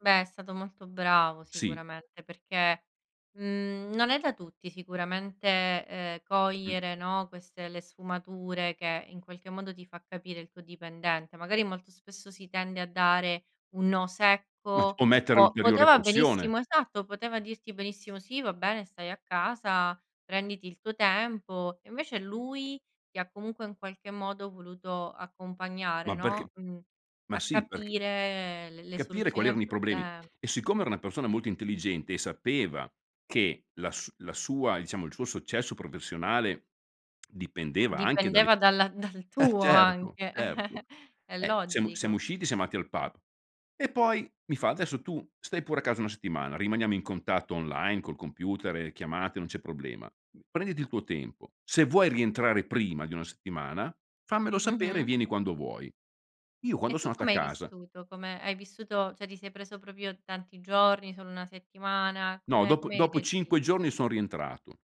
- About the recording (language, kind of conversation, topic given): Italian, podcast, Come gestisci il burnout o lo stress lavorativo?
- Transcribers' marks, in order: laughing while speaking: "Eh, certo"; laughing while speaking: "dal tuo, anche"; giggle; "andati" said as "ndati"; "andato" said as "ndato"